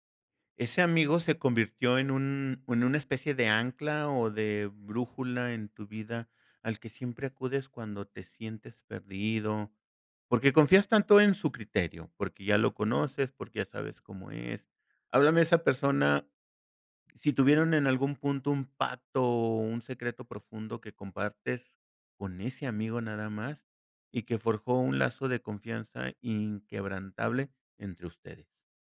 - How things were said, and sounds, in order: none
- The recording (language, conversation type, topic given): Spanish, podcast, Cuéntame sobre una amistad que cambió tu vida